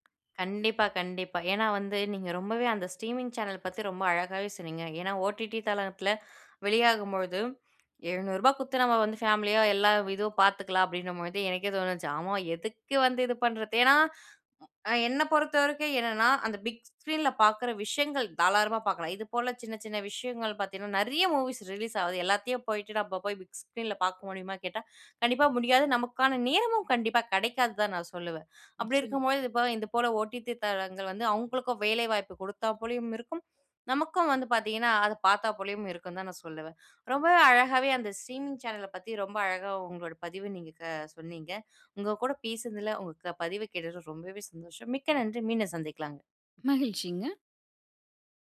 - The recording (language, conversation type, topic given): Tamil, podcast, ஸ்ட்ரீமிங் சேனல்கள் வாழ்க்கையை எப்படி மாற்றின என்று நினைக்கிறாய்?
- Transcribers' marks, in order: other background noise; in English: "ஸ்ட்ரீமிங் சேனல்"; "தாராளமா" said as "தாளாரமா"; "ஓடிடி" said as "ஓடிதி"; in English: "ஸ்ட்ரீமிங் சேனல"